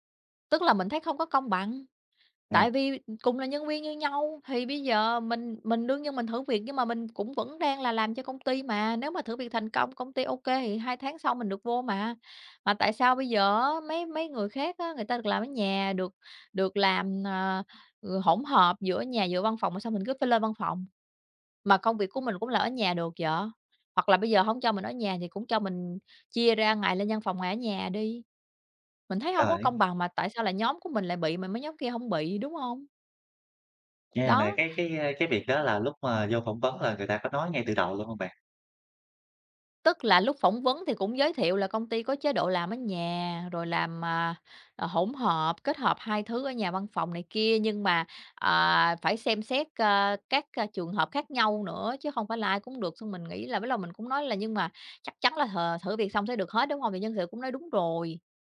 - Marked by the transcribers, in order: tapping; other background noise
- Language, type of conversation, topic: Vietnamese, advice, Làm thế nào để đàm phán các điều kiện làm việc linh hoạt?